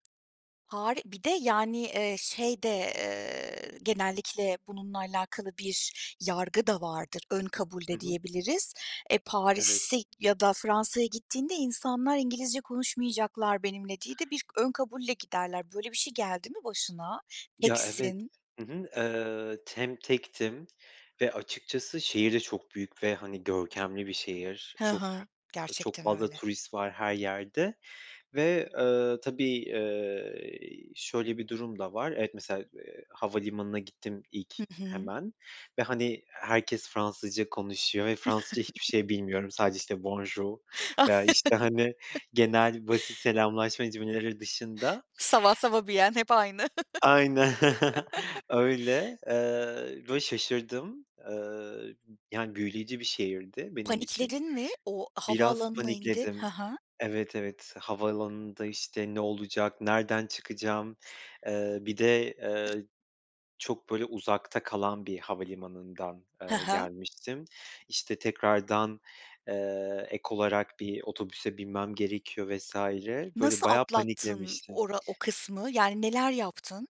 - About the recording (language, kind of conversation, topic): Turkish, podcast, Tek başına seyahat etmeyi tercih eder misin, neden?
- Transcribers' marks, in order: unintelligible speech; other background noise; tapping; chuckle; laugh; in French: "Bonjour"; in French: "Ça va, ça va bien"; chuckle